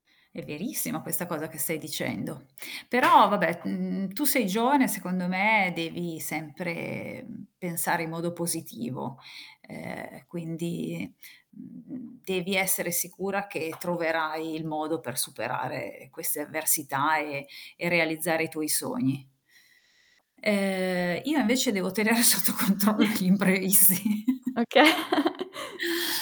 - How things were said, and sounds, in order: tapping; laughing while speaking: "sotto controllo gli imprevisti"; static; chuckle; laughing while speaking: "Oka"; chuckle
- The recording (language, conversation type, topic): Italian, unstructured, Come gestisci il tuo budget mensile?